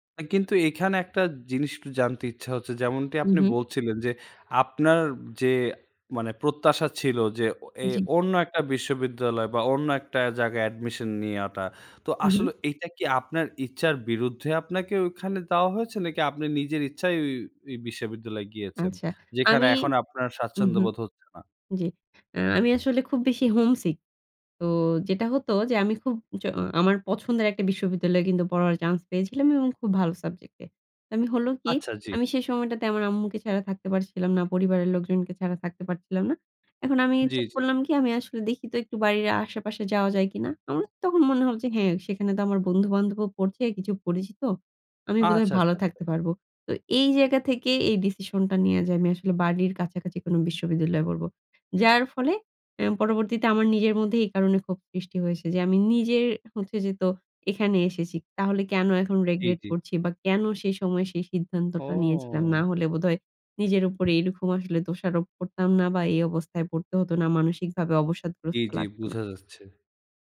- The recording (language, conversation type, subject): Bengali, podcast, আঘাত বা অসুস্থতার পর মনকে কীভাবে চাঙ্গা রাখেন?
- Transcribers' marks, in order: "নেয়াটা" said as "নিয়াটা"; in English: "homesick"; tapping; in English: "রেগ্রেট"; "regret" said as "রেগ্রেট"